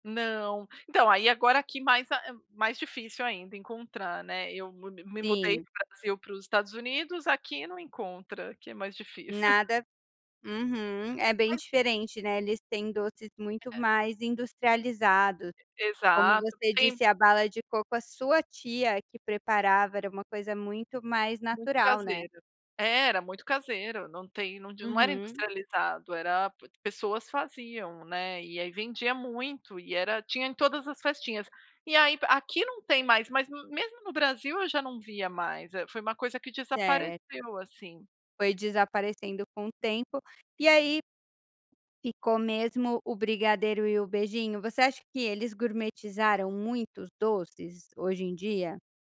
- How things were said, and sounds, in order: chuckle; tapping
- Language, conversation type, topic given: Portuguese, podcast, Qual comida te traz lembranças fortes de infância?